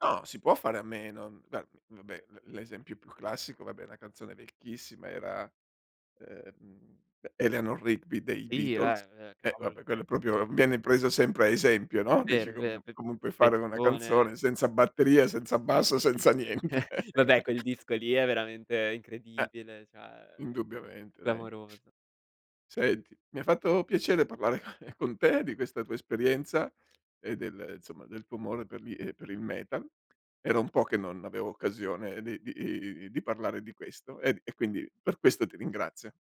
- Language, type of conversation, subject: Italian, podcast, Ti va di raccontarmi di un concerto che ti ha cambiato?
- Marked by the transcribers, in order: "proprio" said as "propio"; "cioè" said as "ceh"; chuckle; laughing while speaking: "senza niente"; chuckle; unintelligible speech; "cioè" said as "ceh"; laughing while speaking: "con"; other background noise